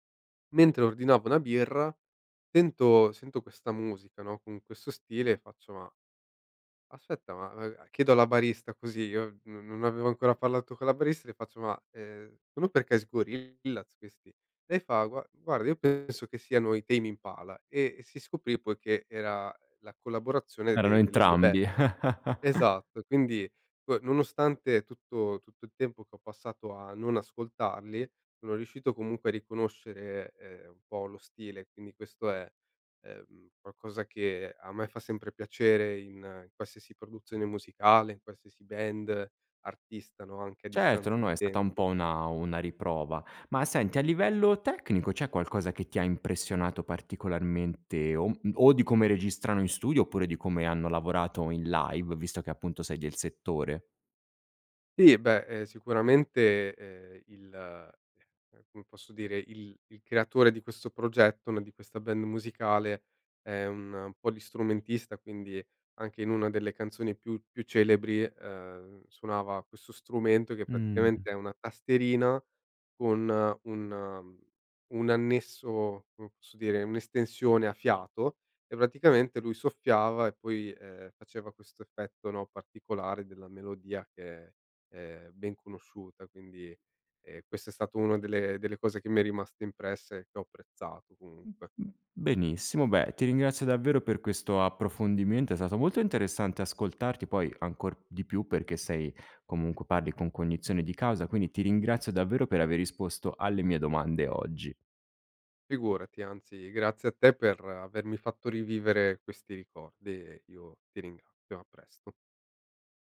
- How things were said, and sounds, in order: "sono" said as "ono"; chuckle; in English: "live"; "Sì" said as "tì"; other noise; "ringrazio" said as "ringrattio"
- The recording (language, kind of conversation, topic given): Italian, podcast, Ci parli di un artista che unisce culture diverse nella sua musica?